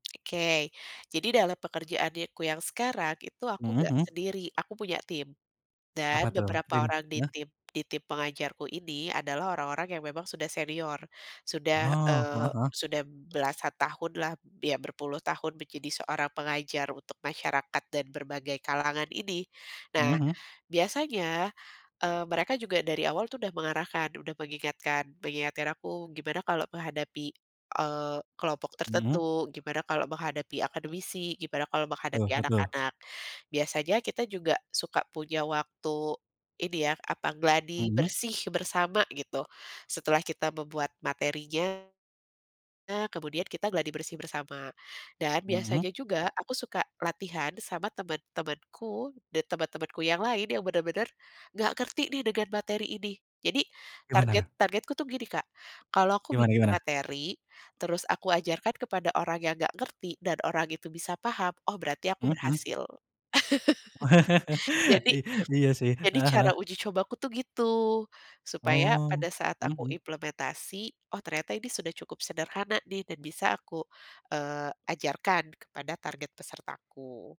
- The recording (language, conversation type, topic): Indonesian, podcast, Apa momen paling menentukan dalam kariermu?
- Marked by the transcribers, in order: laughing while speaking: "Wah"; laugh